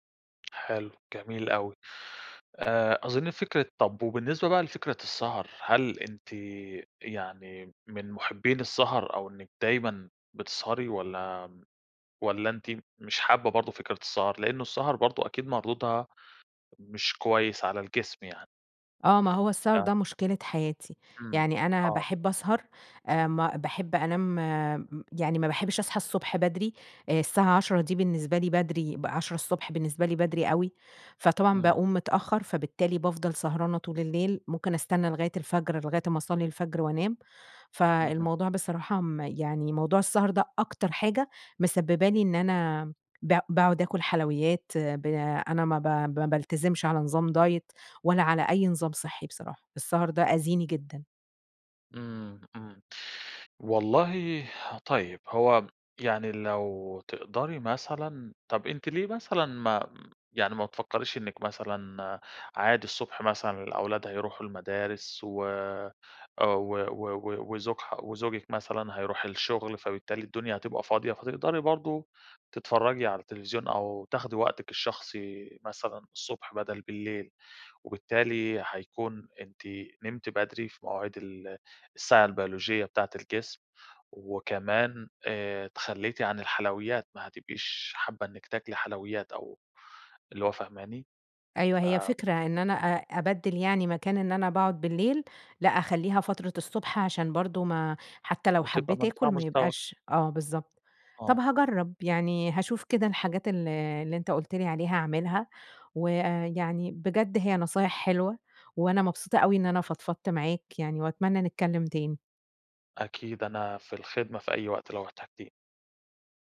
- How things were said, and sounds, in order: tapping; unintelligible speech; in English: "دايت"; other background noise
- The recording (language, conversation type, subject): Arabic, advice, ليه بتحسّي برغبة قوية في الحلويات بالليل وبيكون صعب عليكي تقاوميها؟